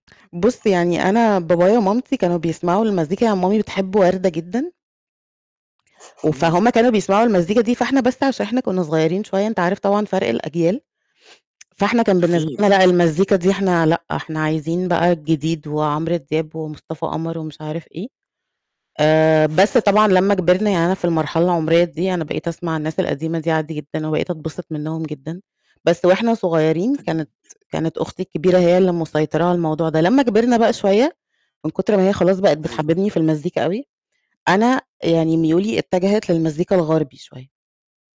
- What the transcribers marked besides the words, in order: other background noise; distorted speech
- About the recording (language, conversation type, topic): Arabic, podcast, مين اللي كان بيشغّل الموسيقى في بيتكم وإنت صغير؟